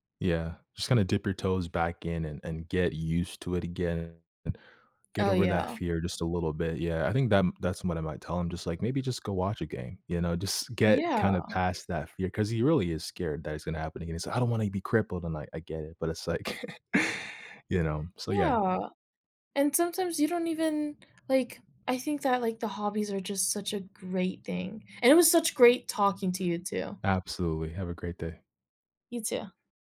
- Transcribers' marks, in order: chuckle; other background noise
- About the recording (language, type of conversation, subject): English, unstructured, Have you ever felt stuck making progress in a hobby?